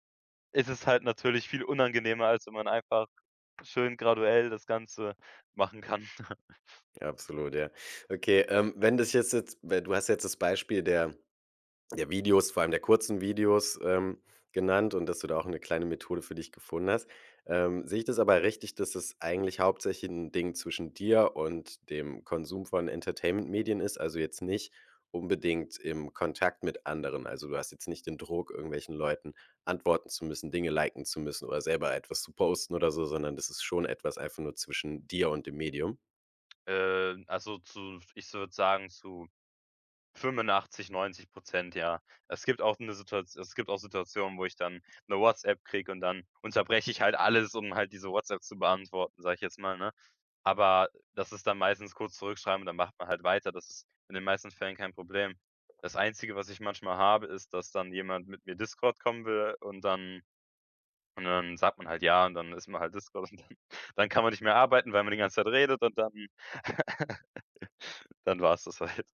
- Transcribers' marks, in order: other background noise; chuckle; laughing while speaking: "und dann"; laugh; laughing while speaking: "halt"
- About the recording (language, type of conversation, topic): German, podcast, Wie vermeidest du, dass Social Media deinen Alltag bestimmt?